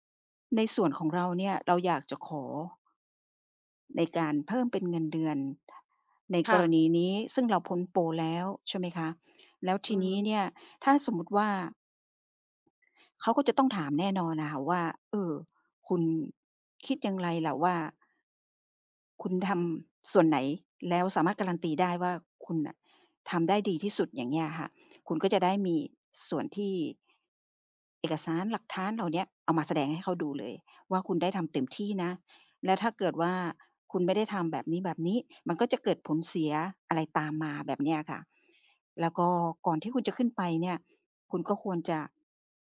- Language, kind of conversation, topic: Thai, advice, ฉันควรขอขึ้นเงินเดือนอย่างไรดีถ้ากลัวว่าจะถูกปฏิเสธ?
- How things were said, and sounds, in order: tapping